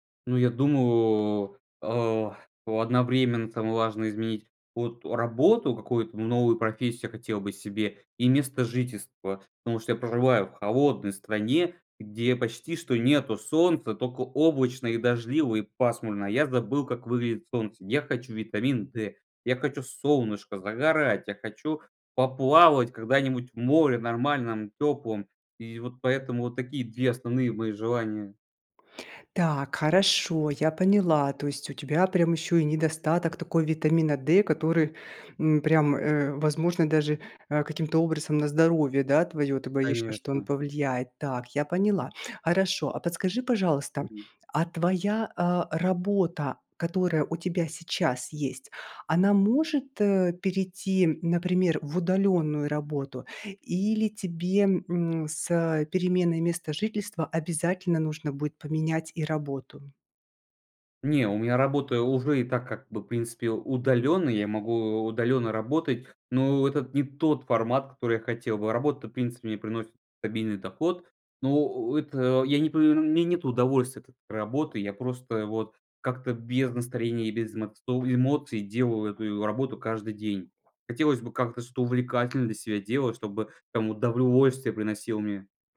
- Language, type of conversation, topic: Russian, advice, Как сделать первый шаг к изменениям в жизни, если мешает страх неизвестности?
- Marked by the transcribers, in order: bird; other background noise; tapping; "удовольствие" said as "удовольвольствие"